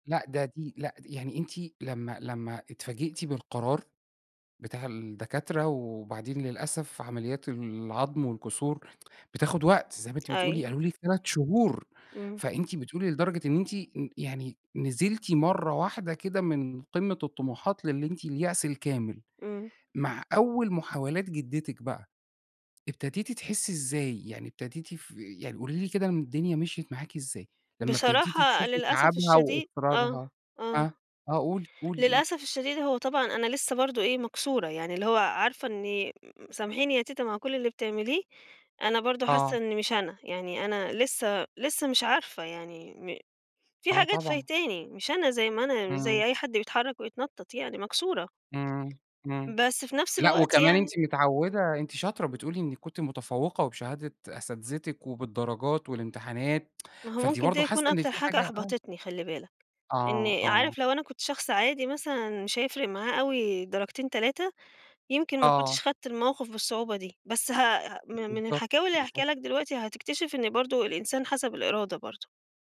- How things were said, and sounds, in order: other background noise; tsk; tapping
- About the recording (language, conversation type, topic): Arabic, podcast, مين ساعدك وقت ما كنت تايه/ة، وحصل ده إزاي؟